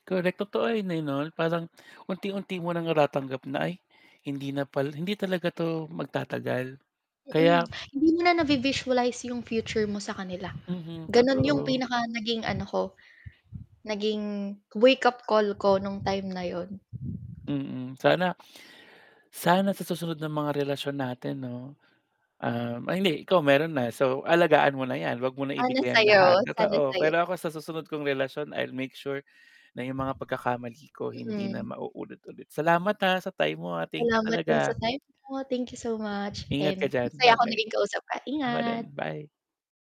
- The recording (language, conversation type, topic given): Filipino, unstructured, Paano mo hinaharap ang pagkabigo sa mga relasyon?
- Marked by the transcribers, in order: static; mechanical hum